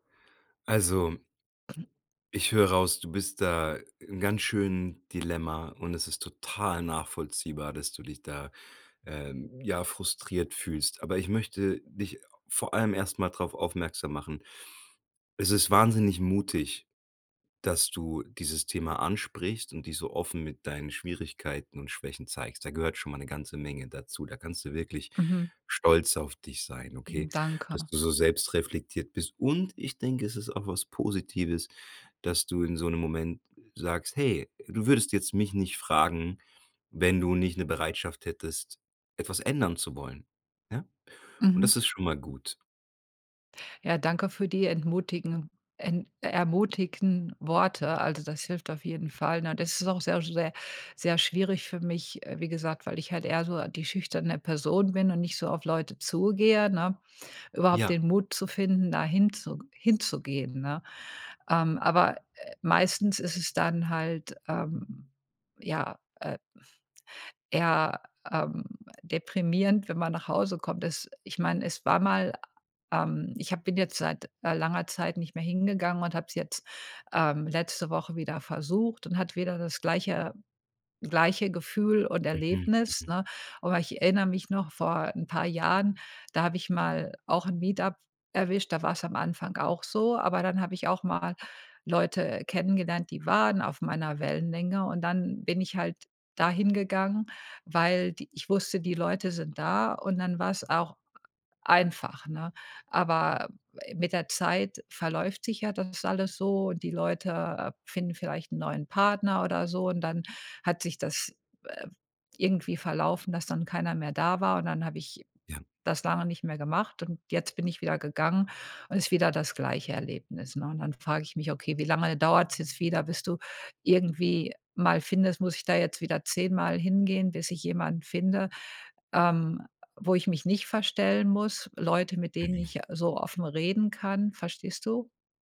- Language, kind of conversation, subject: German, advice, Wie fühlt es sich für dich an, dich in sozialen Situationen zu verstellen?
- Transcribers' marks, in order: throat clearing; stressed: "und"